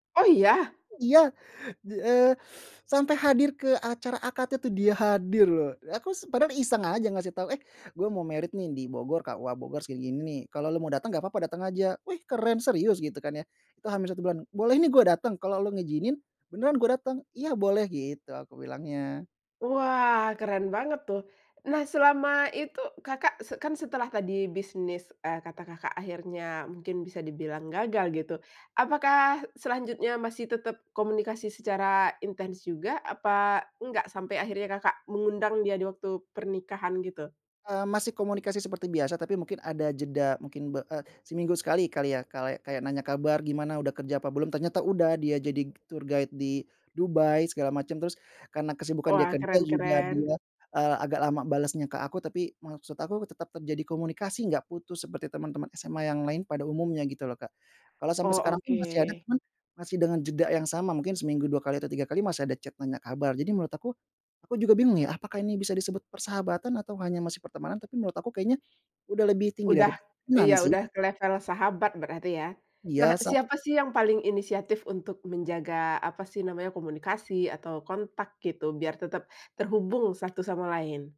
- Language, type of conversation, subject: Indonesian, podcast, Bisakah kamu menceritakan pertemuan tak terduga yang berujung pada persahabatan yang erat?
- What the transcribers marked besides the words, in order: in English: "married"; in English: "tour guide"